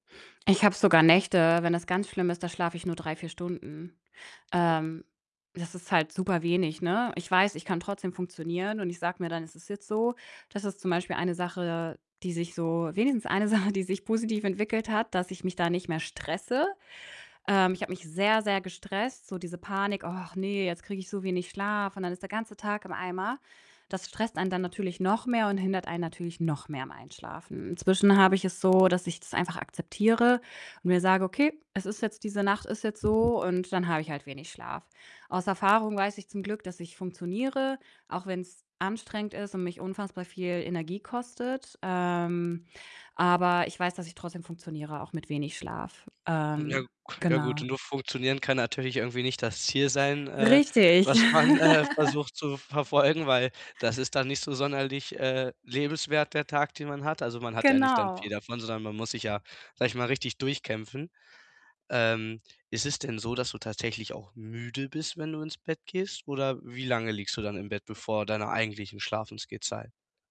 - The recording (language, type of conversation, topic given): German, advice, Was kann ich tun, wenn ich nachts immer wieder grübele und dadurch nicht zur Ruhe komme?
- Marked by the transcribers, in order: distorted speech; other background noise; unintelligible speech; laughing while speaking: "Sache"; stressed: "noch"; snort; laughing while speaking: "was man, äh"; laugh; laughing while speaking: "verfolgen"; "Schlafengeh-Zeit" said as "Schlafensgehzeit"